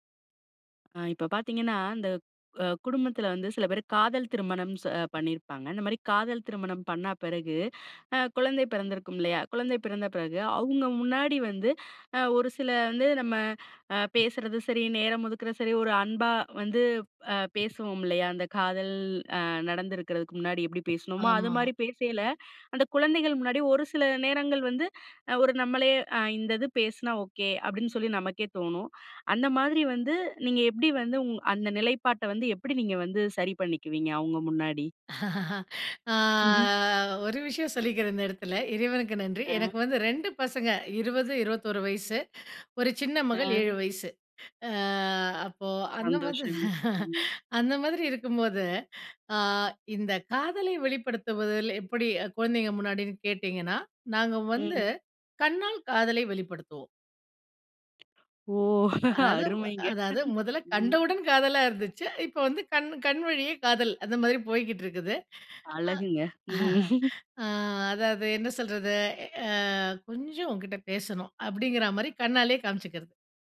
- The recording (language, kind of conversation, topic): Tamil, podcast, குழந்தைகள் பிறந்த பிறகு காதல் உறவை எப்படி பாதுகாப்பீர்கள்?
- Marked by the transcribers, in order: other background noise; tapping; laugh; drawn out: "ஆ"; inhale; chuckle; inhale; laughing while speaking: "அருமைங்க. ம்"; inhale; chuckle; put-on voice: "அ கொஞ்சம் உன்கிட்ட பேசணும்"